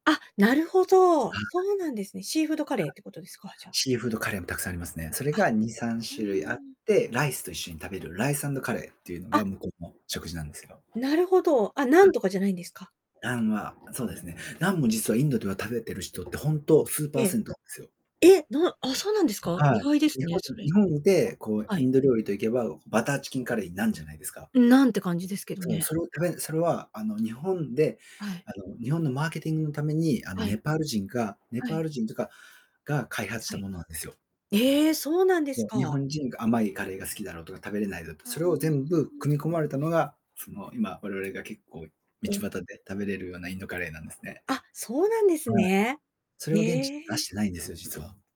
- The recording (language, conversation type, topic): Japanese, podcast, 食べ物で一番思い出深いものは何ですか?
- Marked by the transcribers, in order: distorted speech; static